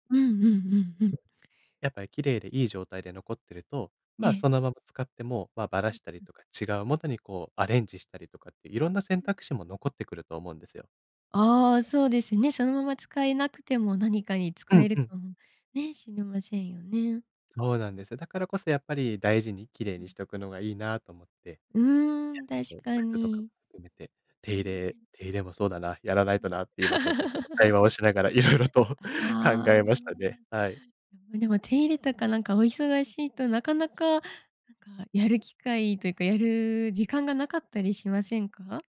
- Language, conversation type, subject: Japanese, podcast, ご家族の習慣で、今も続けているものは何ですか？
- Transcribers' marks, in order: tapping; laugh; laughing while speaking: "色々と"